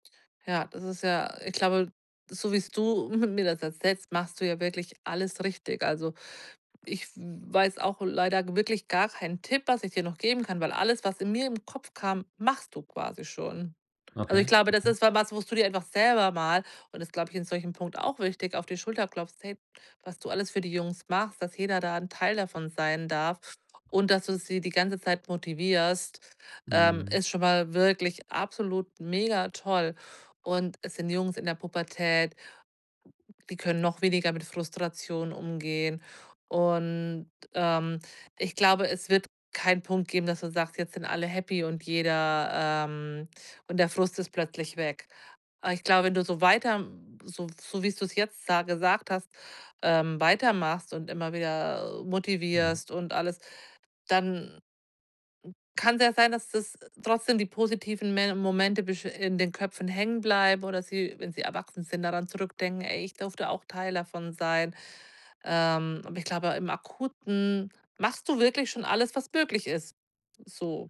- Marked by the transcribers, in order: other noise
- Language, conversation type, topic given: German, advice, Wie kann ich Überforderung vermeiden, indem ich mir kleine Ziele setze?